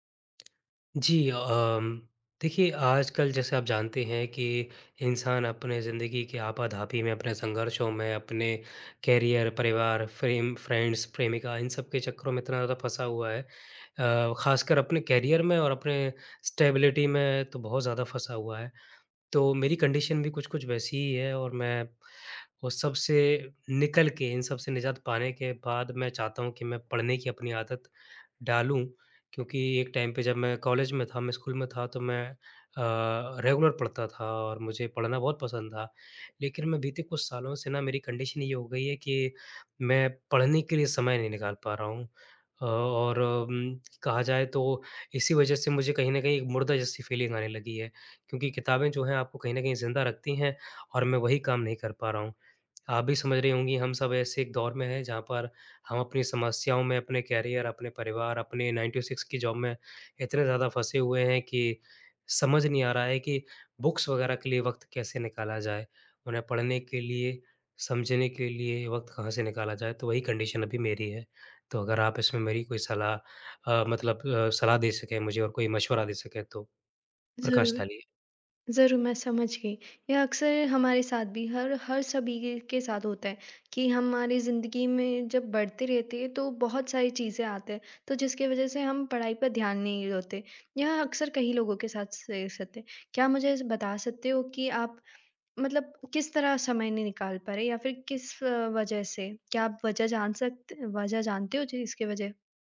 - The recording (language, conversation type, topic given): Hindi, advice, रोज़ पढ़ने की आदत बनानी है पर समय निकालना मुश्किल होता है
- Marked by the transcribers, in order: tapping; in English: "कैरियर"; in English: "फ्रेंड्स"; in English: "कैरियर"; in English: "स्टेबिलिटी"; in English: "कंडीशन"; in English: "टाइम"; in English: "रेगुलर"; in English: "कंडीशन"; in English: "फ़ीलिंग"; in English: "कैरियर"; in English: "नाइन टू सिक्स"; in English: "जॉब"; in English: "बुक्स"; in English: "कंडीशन"